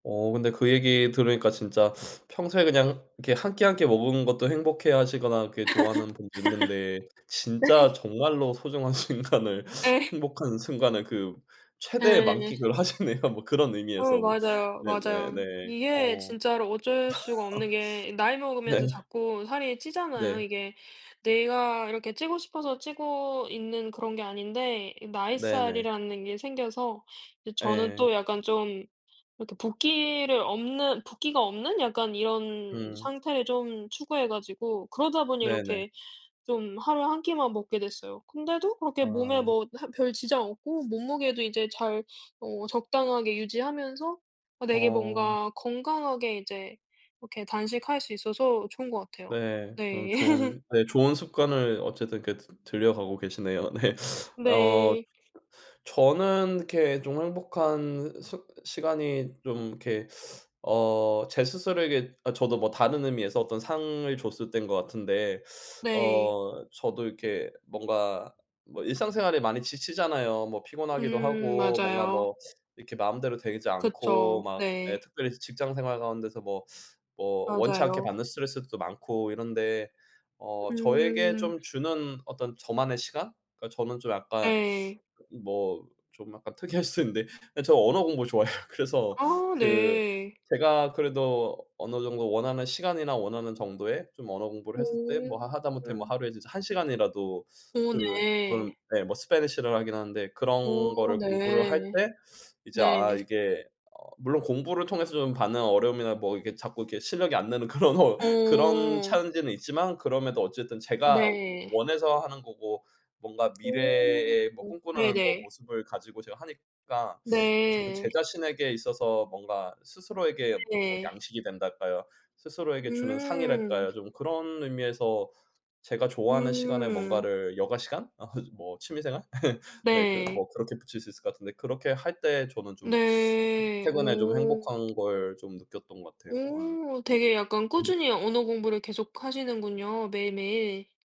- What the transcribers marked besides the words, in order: laugh; other background noise; laughing while speaking: "예"; laughing while speaking: "순간을"; laughing while speaking: "하시네요"; laugh; laughing while speaking: "네"; laugh; laughing while speaking: "네"; tapping; laughing while speaking: "특이할"; laughing while speaking: "좋아해요"; put-on voice: "스패니시를"; laughing while speaking: "그런"; laughing while speaking: "어"; laugh
- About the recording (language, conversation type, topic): Korean, unstructured, 내가 가장 행복할 때는 어떤 모습일까?